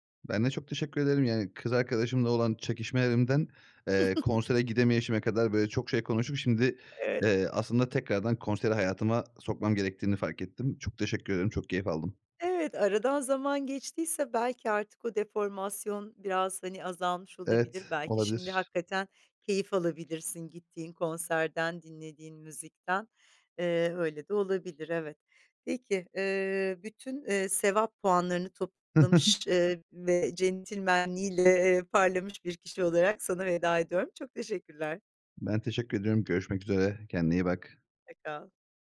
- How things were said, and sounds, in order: chuckle; chuckle; other noise
- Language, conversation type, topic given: Turkish, podcast, İki farklı müzik zevkini ortak bir çalma listesinde nasıl dengelersin?